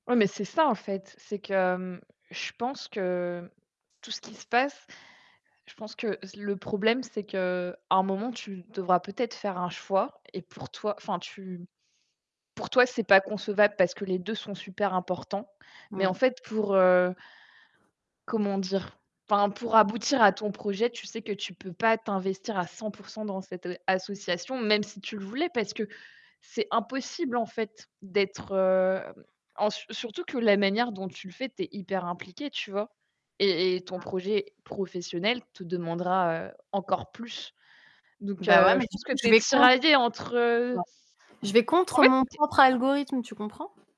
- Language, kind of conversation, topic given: French, unstructured, Et si chaque décision était prise par un algorithme, comment cela changerait-il notre liberté de choix ?
- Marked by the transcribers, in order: static; stressed: "association"; distorted speech; tapping; other background noise